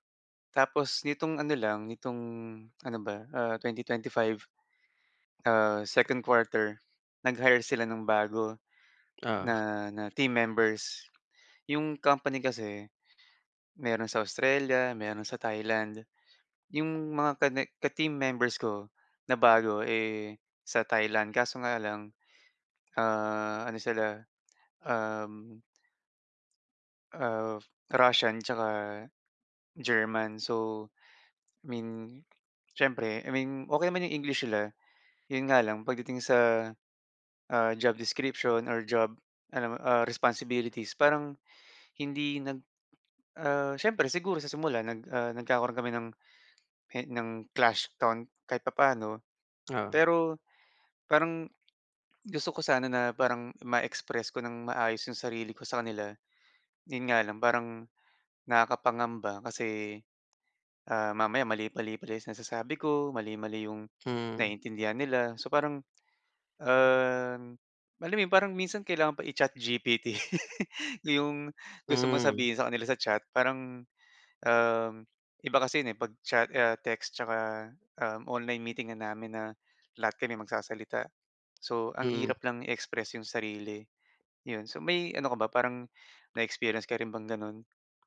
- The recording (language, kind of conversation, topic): Filipino, advice, Paano ko makikilala at marerespeto ang takot o pagkabalisa ko sa araw-araw?
- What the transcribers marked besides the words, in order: in English: "clash ton"; "on" said as "ton"; tapping; laugh